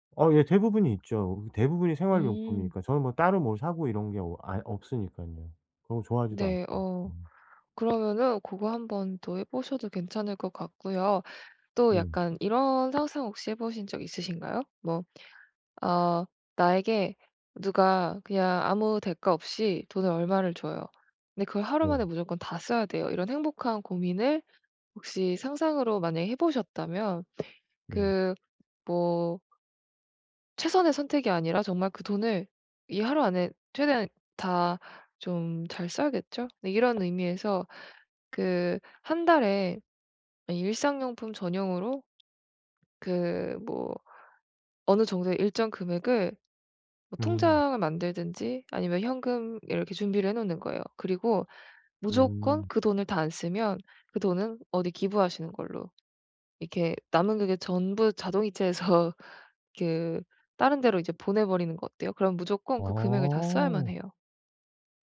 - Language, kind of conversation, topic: Korean, advice, 쇼핑할 때 무엇을 살지 결정하기가 어려울 때 어떻게 선택하면 좋을까요?
- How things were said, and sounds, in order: tapping; other background noise; laughing while speaking: "자동이체해서"